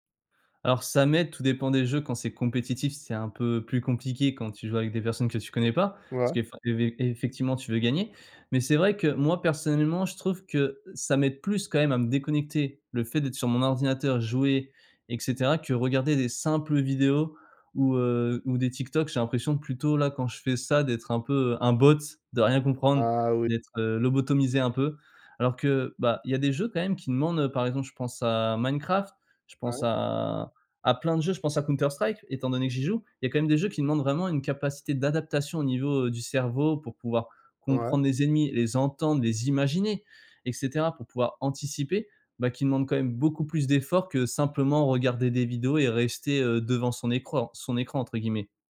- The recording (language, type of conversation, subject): French, podcast, Quelle est ta routine pour déconnecter le soir ?
- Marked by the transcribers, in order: stressed: "imaginer"